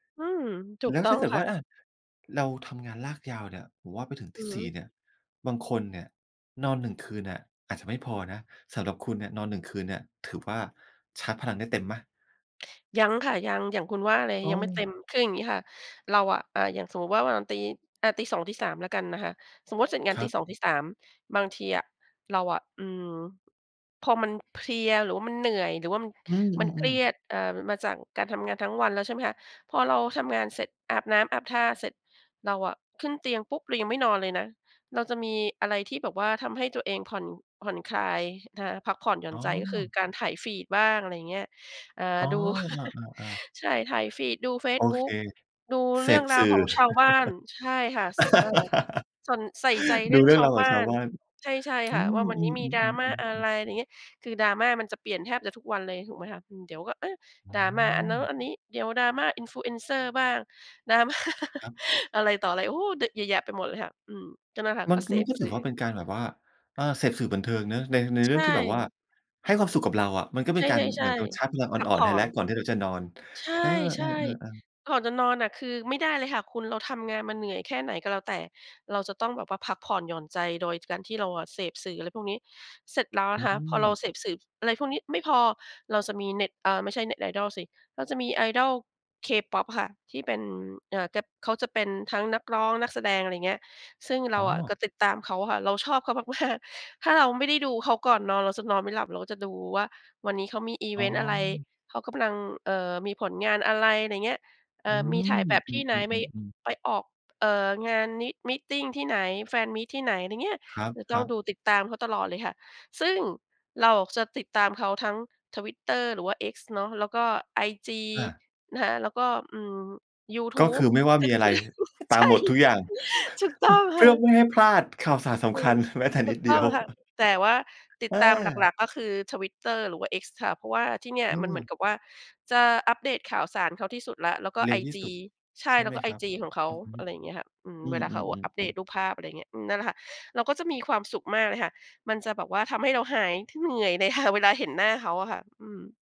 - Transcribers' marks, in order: chuckle; laugh; laughing while speaking: "Drama"; other background noise; laughing while speaking: "มาก ๆ"; in English: "fan meet"; laughing while speaking: "ก ช ใช่ ถูกต้องค่ะ"; chuckle
- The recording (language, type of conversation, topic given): Thai, podcast, เวลาเหนื่อยจากงาน คุณทำอะไรเพื่อฟื้นตัวบ้าง?